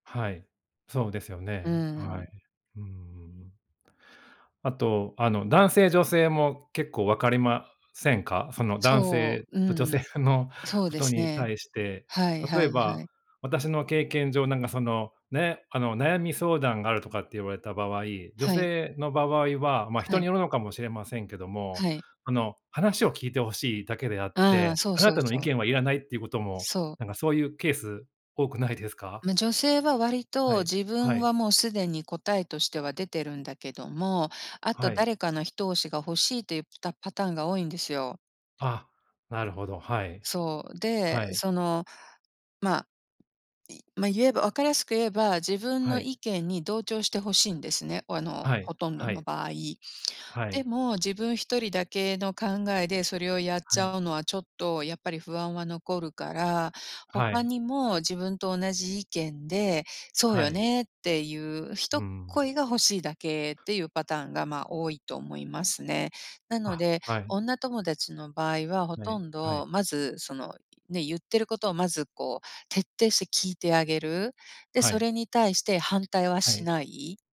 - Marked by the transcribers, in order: laughing while speaking: "女性の"
- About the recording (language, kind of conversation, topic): Japanese, unstructured, 相手の気持ちを理解するために、あなたは普段どんなことをしていますか？